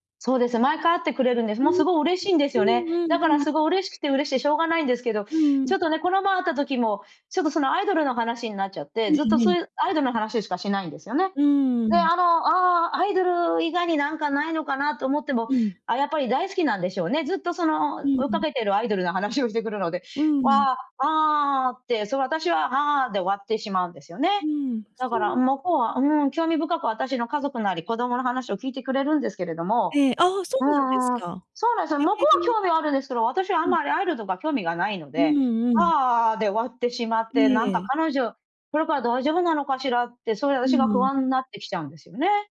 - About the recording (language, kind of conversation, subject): Japanese, advice, 本音を言えずに我慢してしまう友人関係のすれ違いを、どうすれば解消できますか？
- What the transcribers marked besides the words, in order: unintelligible speech; joyful: "向こうは興味はあるんですけど"